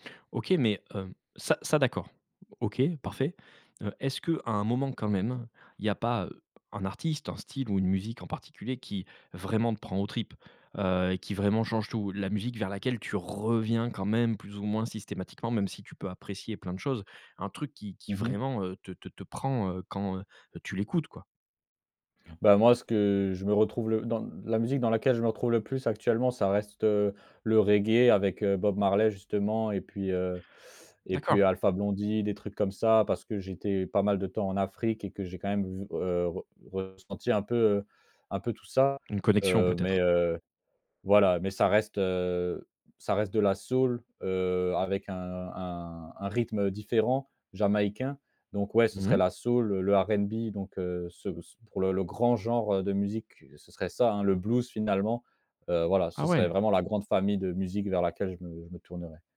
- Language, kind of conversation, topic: French, podcast, Comment la musique a-t-elle marqué ton identité ?
- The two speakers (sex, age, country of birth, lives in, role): male, 25-29, France, France, guest; male, 35-39, France, France, host
- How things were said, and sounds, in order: stressed: "vraiment"; stressed: "reviens"